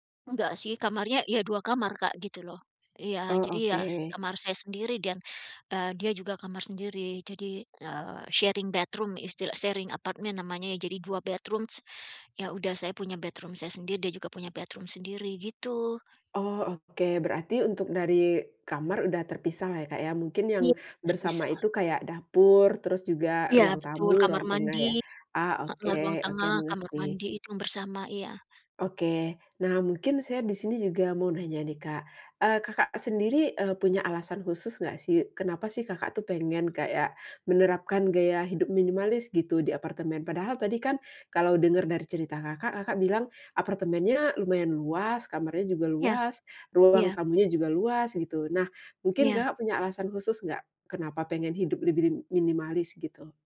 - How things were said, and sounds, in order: in English: "sharing bedroom"; in English: "sharing"; in English: "bedrooms"; in English: "bedroom"; in English: "bedroom"; tapping
- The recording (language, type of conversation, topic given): Indonesian, advice, Bagaimana cara memilah barang saat ingin menerapkan gaya hidup minimalis?